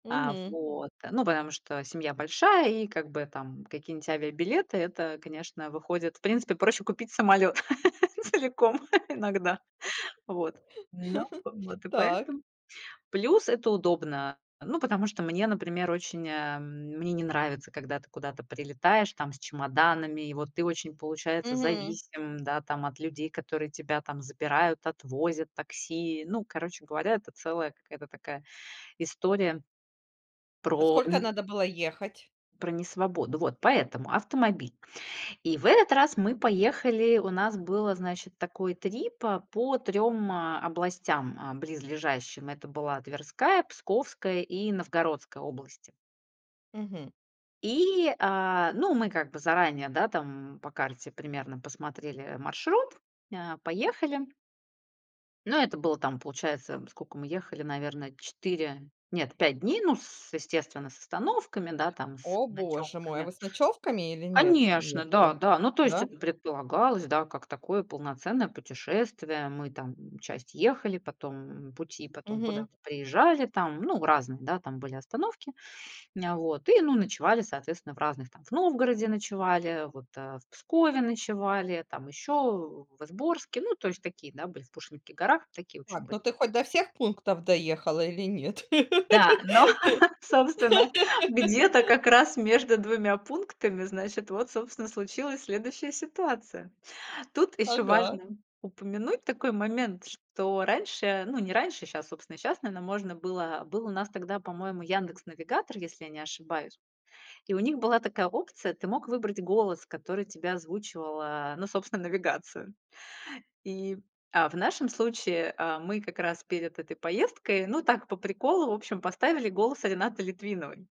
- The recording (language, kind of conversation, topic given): Russian, podcast, Расскажи о случае, когда ты по-настоящему потерялся(лась) в поездке?
- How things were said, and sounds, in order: laughing while speaking: "целиком иногда"; laugh; laughing while speaking: "собственно"; laugh